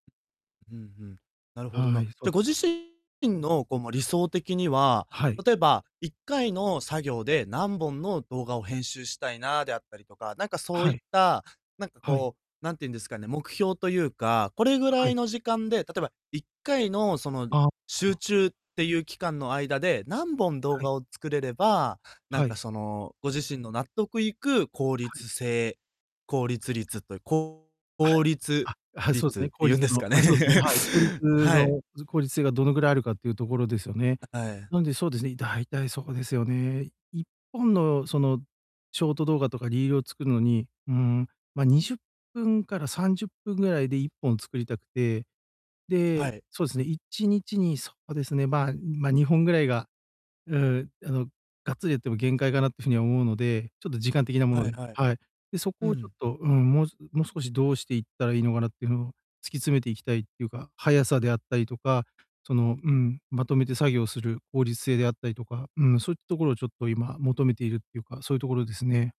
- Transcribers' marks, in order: distorted speech; laughing while speaking: "言うんですかね"; laugh
- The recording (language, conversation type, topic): Japanese, advice, 類似したタスクをまとめて集中して進めるには、どう始めれば効率的ですか？